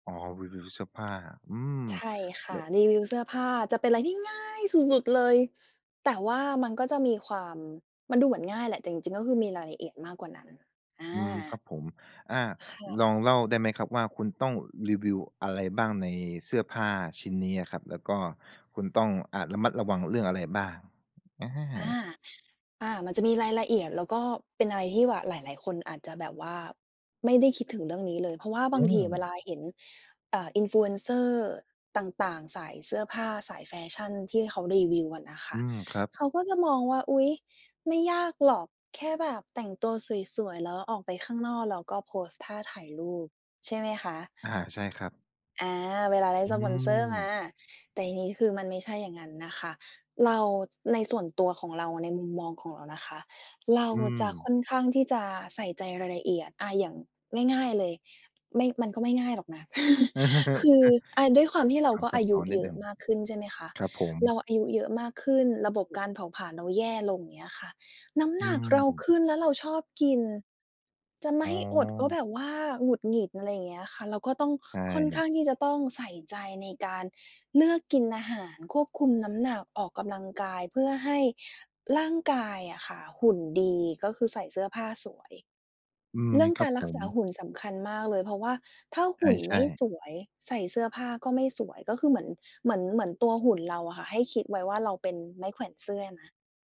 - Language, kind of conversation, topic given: Thai, podcast, เราจะรับเงินจากแบรนด์อย่างไรให้ยังคงความน่าเชื่อถืออยู่?
- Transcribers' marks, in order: chuckle; laughing while speaking: "เออ"